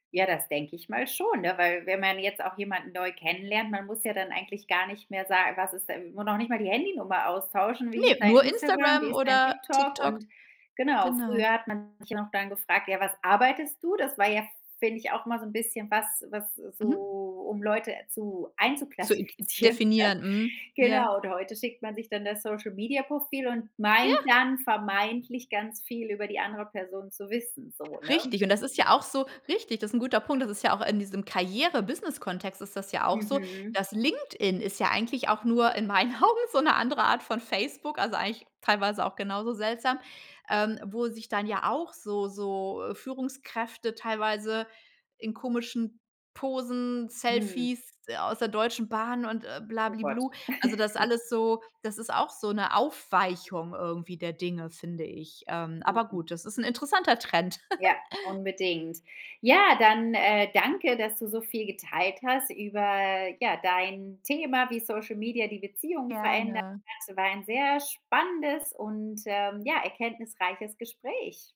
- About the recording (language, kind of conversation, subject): German, podcast, Wie haben soziale Medien aus deiner Sicht deine Beziehungen verändert?
- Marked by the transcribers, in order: laughing while speaking: "einzuklassifizieren"; other background noise; stressed: "LinkedIn"; laughing while speaking: "in meinen Augen"; giggle; giggle